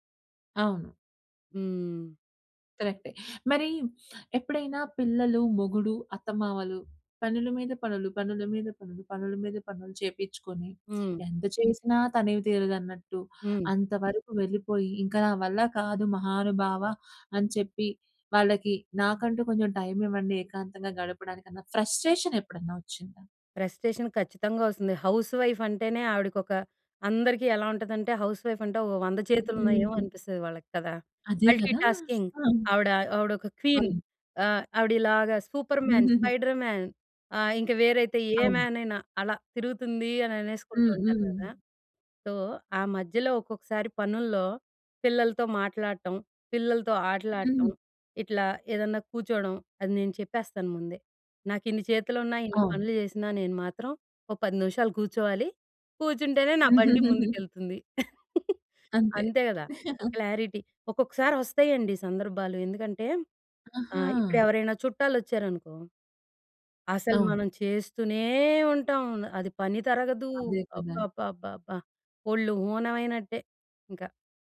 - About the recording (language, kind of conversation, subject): Telugu, podcast, పని, వ్యక్తిగత జీవితం రెండింటిని సమతుల్యం చేసుకుంటూ మీ హాబీకి సమయం ఎలా దొరకబెట్టుకుంటారు?
- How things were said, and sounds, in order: other noise; in English: "ఫ్రెస్ట్‌రేషన్"; in English: "మల్టీటాస్కింగ్"; in English: "క్వీన్"; giggle; in English: "సూపర్‌మ్యాన్, స్పైడర్‌మ్యాన్"; other background noise; in English: "సో"; chuckle; chuckle; in English: "క్లారిటీ"